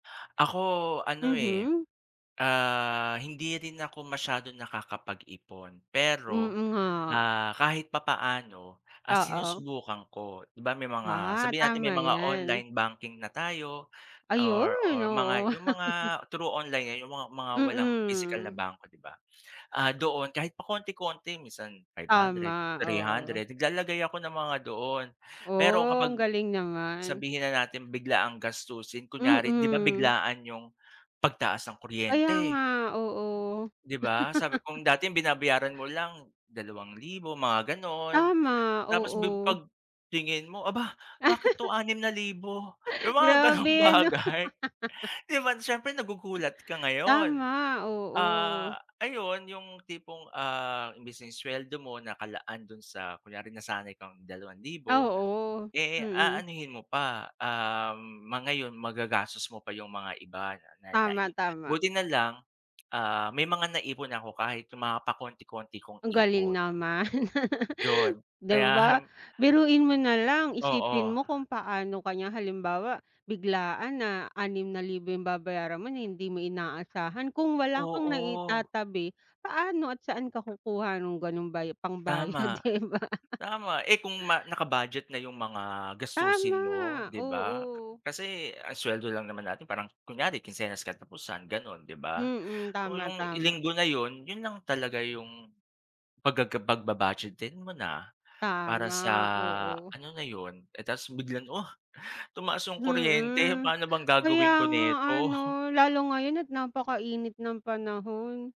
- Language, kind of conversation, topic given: Filipino, unstructured, Paano ka nag-iipon para sa mga biglaang gastusin?
- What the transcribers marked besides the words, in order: chuckle; chuckle; laughing while speaking: "bagay"; chuckle; chuckle